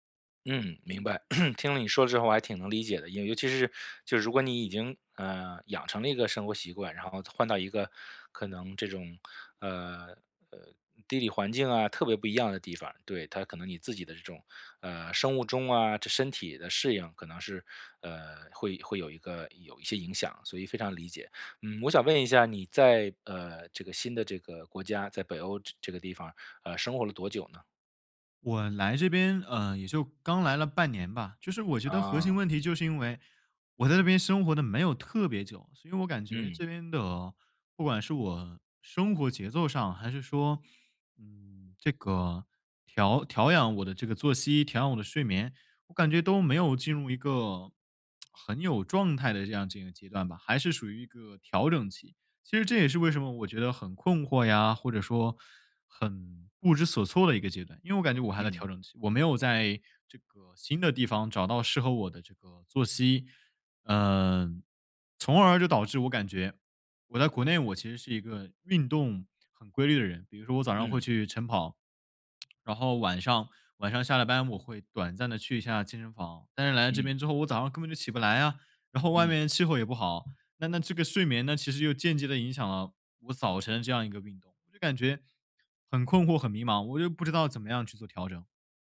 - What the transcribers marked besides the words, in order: throat clearing; tapping; other background noise; lip smack
- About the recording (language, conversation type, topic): Chinese, advice, 如何通过优化恢复与睡眠策略来提升运动表现？